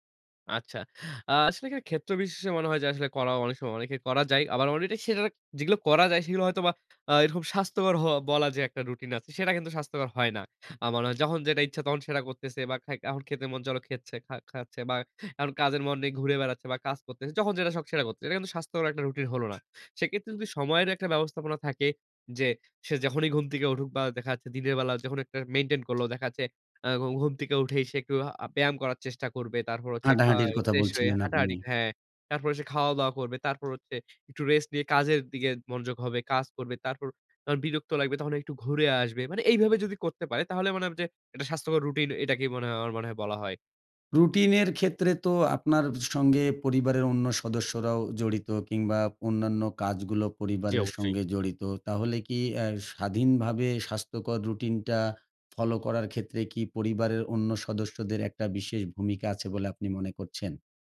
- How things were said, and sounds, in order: "দিকে" said as "দিগে"
- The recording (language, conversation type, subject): Bengali, podcast, তুমি কীভাবে একটি স্বাস্থ্যকর সকালের রুটিন তৈরি করো?